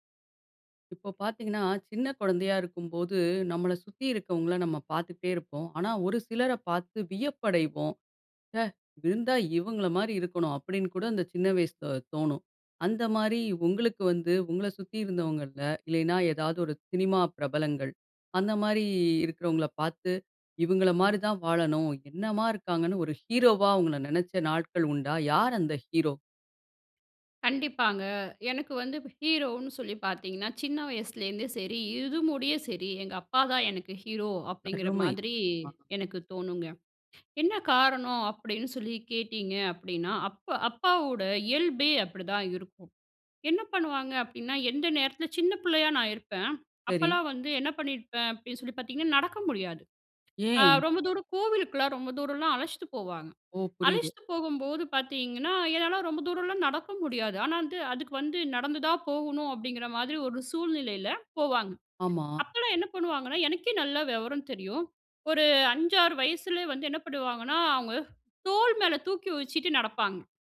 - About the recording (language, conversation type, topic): Tamil, podcast, உங்கள் குழந்தைப் பருவத்தில் உங்களுக்கு உறுதுணையாக இருந்த ஹீரோ யார்?
- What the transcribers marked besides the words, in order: surprised: "ஹ! இருந்தா இவங்கள மாரி இருக்கனும்! அப்டின்னு கூட இந்த சின்ன வயசுல தோணும்"; tapping; other noise; inhale; "ஆனா வந்துட்டு" said as "ஆனான்ட்டு"; other background noise